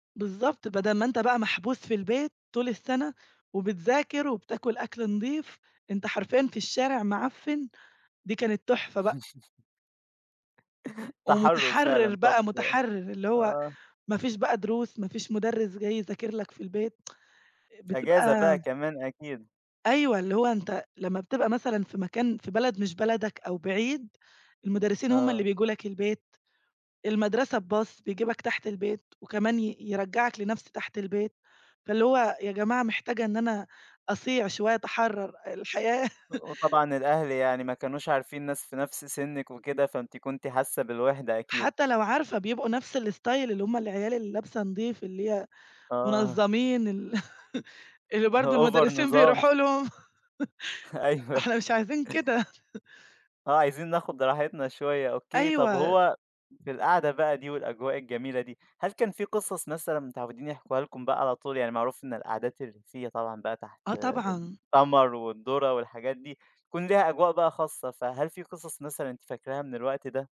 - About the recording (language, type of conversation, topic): Arabic, podcast, إيه ذكريات الطفولة المرتبطة بالأكل اللي لسه فاكراها؟
- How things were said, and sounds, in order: chuckle; tsk; in English: "بباص"; laugh; in English: "الStyle"; laugh; laughing while speaking: "Over نظام"; in English: "Over"; laughing while speaking: "بيرُوحوا لهم"; laughing while speaking: "أيوه"; laugh; other background noise